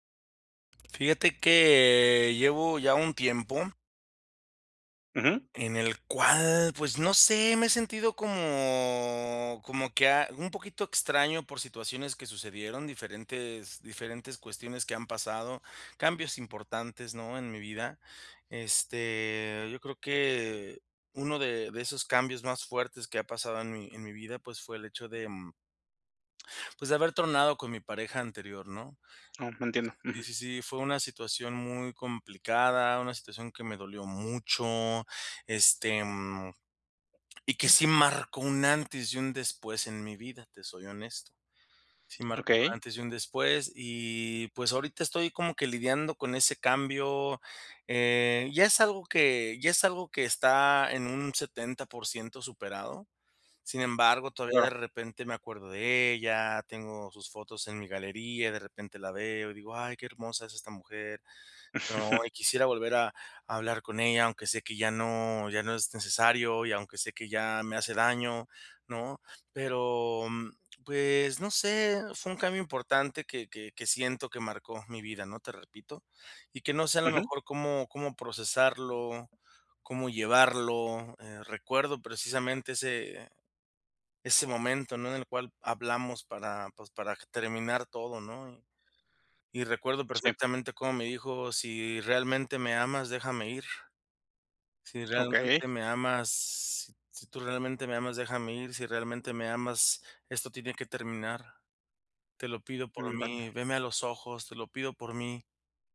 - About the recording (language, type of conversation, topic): Spanish, advice, ¿Cómo puedo sobrellevar las despedidas y los cambios importantes?
- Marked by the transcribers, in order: tapping; drawn out: "como"; chuckle